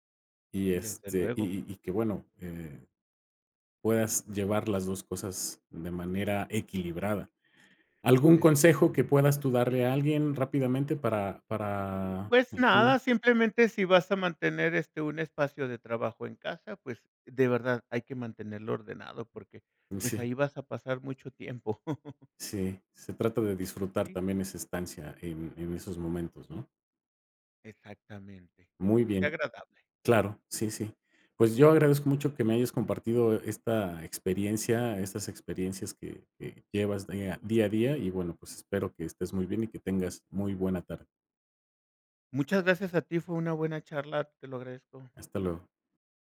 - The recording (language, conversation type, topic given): Spanish, podcast, ¿Cómo organizas tu espacio de trabajo en casa?
- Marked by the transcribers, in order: unintelligible speech; laugh